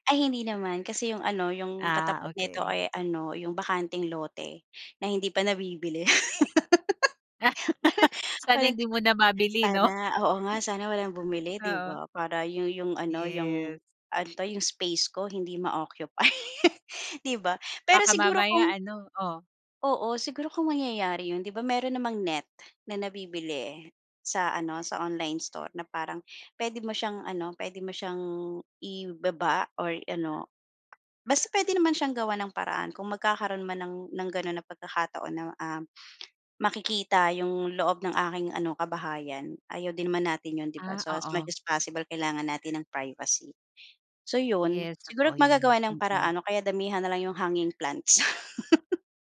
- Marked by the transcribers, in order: other animal sound; laugh; laugh; laugh
- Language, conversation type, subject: Filipino, podcast, Paano mo inaayos ang maliit na espasyo para maging komportable ka?